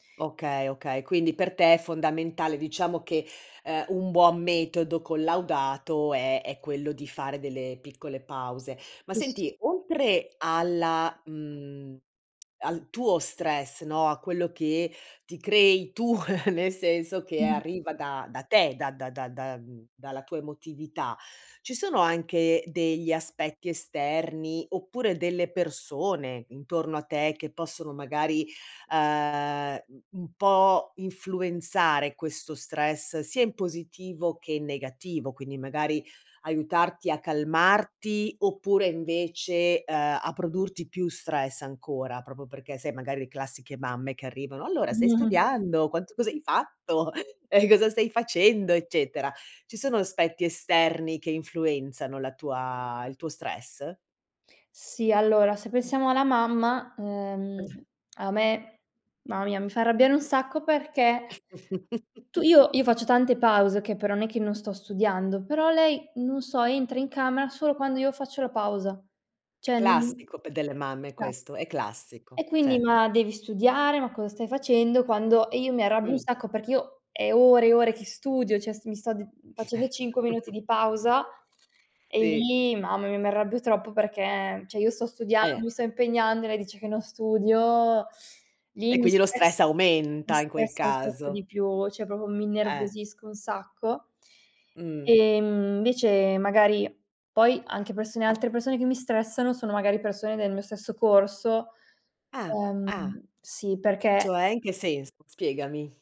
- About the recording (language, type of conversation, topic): Italian, podcast, Come gestire lo stress da esami a scuola?
- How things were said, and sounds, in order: chuckle; tapping; "proprio" said as "propo"; chuckle; other background noise; chuckle; unintelligible speech; chuckle; "Cioè" said as "ceh"; unintelligible speech; "Cioè" said as "ceh"; chuckle; "Sì" said as "tì"; "cioè" said as "ceh"; teeth sucking; unintelligible speech; "cioè" said as "ceh"; "proprio" said as "propo"; "invece" said as "nvece"